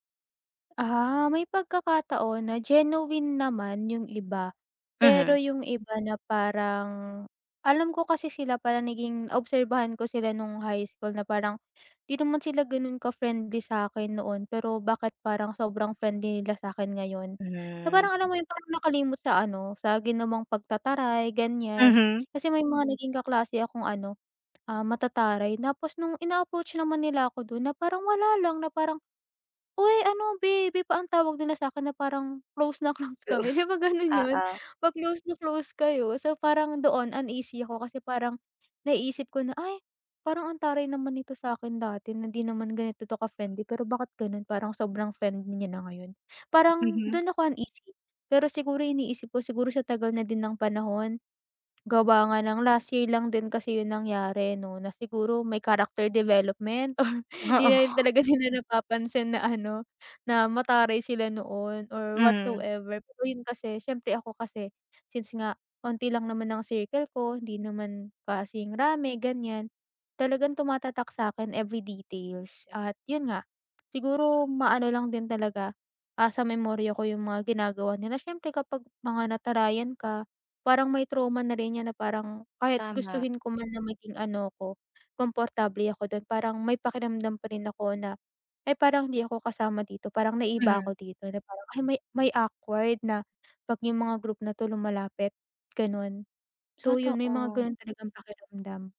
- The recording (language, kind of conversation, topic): Filipino, advice, Bakit pakiramdam ko ay naiiba ako at naiilang kapag kasama ko ang barkada?
- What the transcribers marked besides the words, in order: other background noise; background speech; tapping; scoff; swallow; scoff